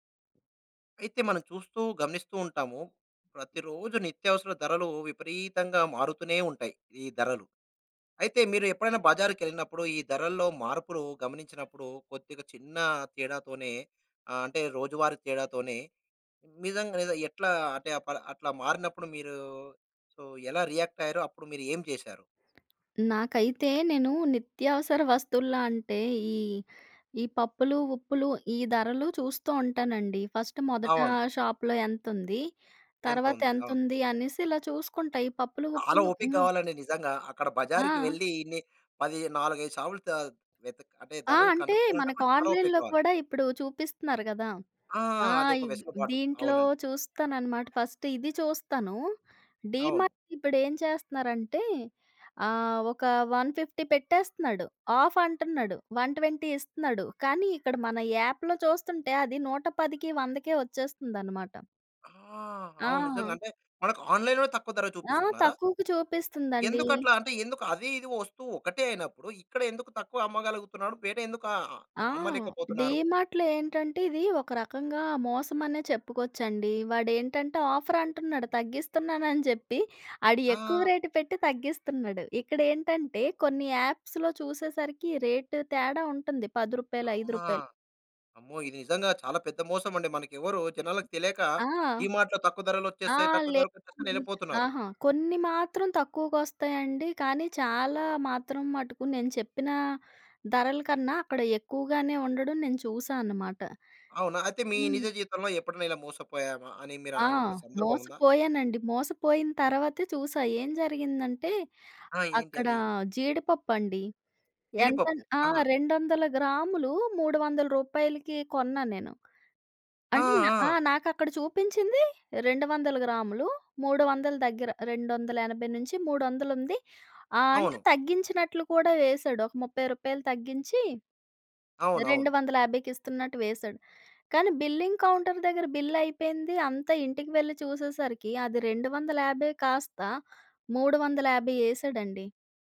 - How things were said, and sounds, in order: in English: "సో"; in English: "రియాక్ట్"; tapping; in English: "ఫర్స్ట్"; in English: "షాప్‌లో"; in English: "ఆన్‌లైన్‌లో"; in English: "ఫస్ట్"; in English: "డీమార్ట్"; in English: "వన్ ఫిఫ్టీ"; in English: "ఆఫ్"; in English: "వన్ ట్వెంటీ"; in English: "యాప్‌లో"; in English: "ఆన్‌లైన్‌లోనే"; in English: "ఆఫర్"; in English: "రేట్"; in English: "యాప్స్‌లో"; in English: "రేట్"; in English: "బిల్లింగ్ కౌంటర్"; in English: "బిల్"
- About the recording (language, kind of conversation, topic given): Telugu, podcast, బజార్‌లో ధరలు ఒక్కసారిగా మారి గందరగోళం ఏర్పడినప్పుడు మీరు ఏమి చేశారు?